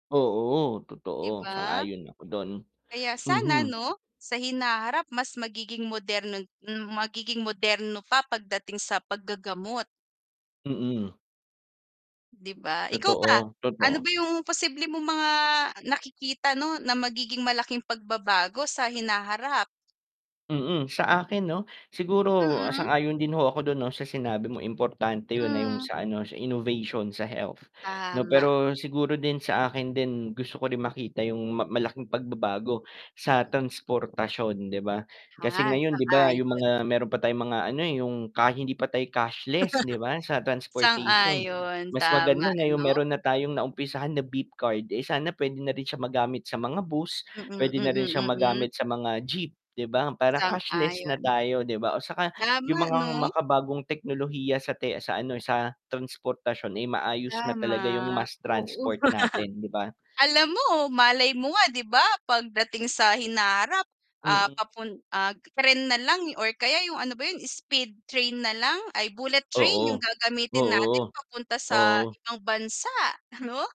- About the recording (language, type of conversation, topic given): Filipino, unstructured, Ano ang pinaka-kamangha-manghang imbensyong pangteknolohiya para sa’yo?
- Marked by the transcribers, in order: static; mechanical hum; chuckle; laugh; tapping; distorted speech